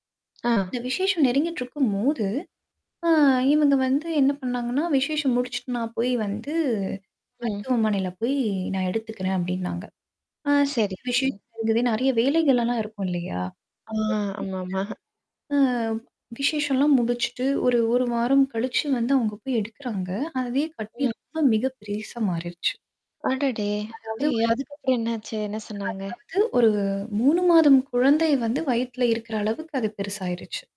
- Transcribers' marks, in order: tapping; static; distorted speech; unintelligible speech; anticipating: "அதுக்கப்புறம் என்னாச்சு? என்ன சொன்னாங்க?"; other background noise
- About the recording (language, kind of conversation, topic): Tamil, podcast, உடல்நலச் சின்னங்களை நீங்கள் பதிவு செய்வது உங்களுக்கு எப்படிப் பயன் தருகிறது?